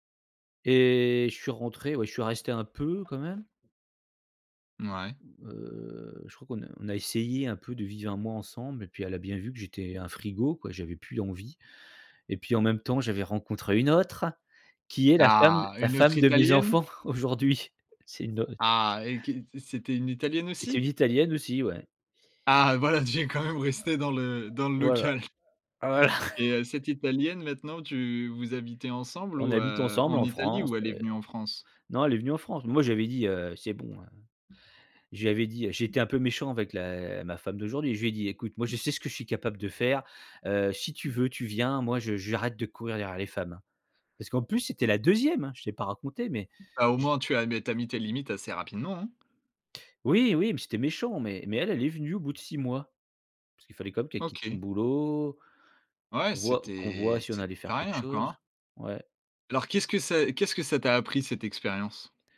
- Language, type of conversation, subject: French, podcast, Qu’est-ce qui t’a poussé(e) à t’installer à l’étranger ?
- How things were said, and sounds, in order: drawn out: "Heu"; laughing while speaking: "de mes enfants, aujourd'hui"; unintelligible speech; laughing while speaking: "Tu es, quand même resté dans le dans le local"; other noise; chuckle; other background noise